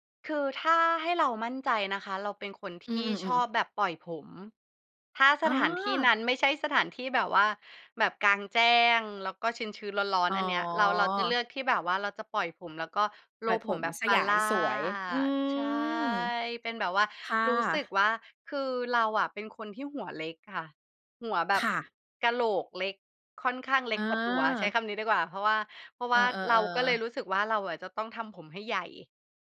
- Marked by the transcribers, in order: in English: "roll"; drawn out: "Farrah ใช่"; tapping
- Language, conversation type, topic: Thai, podcast, คุณมีวิธีแต่งตัวยังไงในวันที่อยากมั่นใจ?